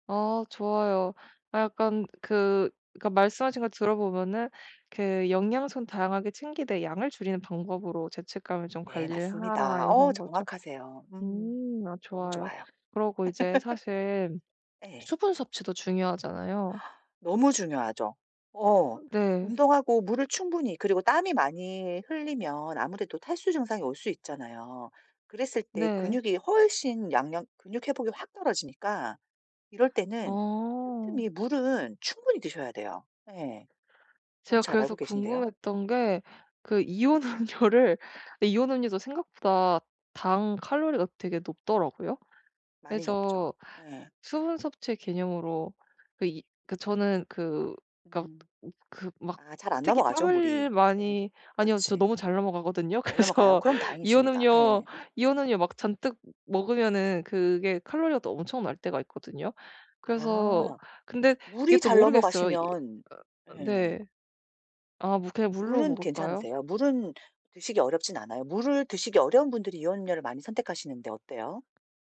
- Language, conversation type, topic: Korean, advice, 운동 후 회복을 촉진하려면 수면과 영양을 어떻게 관리해야 하나요?
- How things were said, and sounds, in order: other background noise; tapping; laugh; laughing while speaking: "이온음료를"; laughing while speaking: "그래서"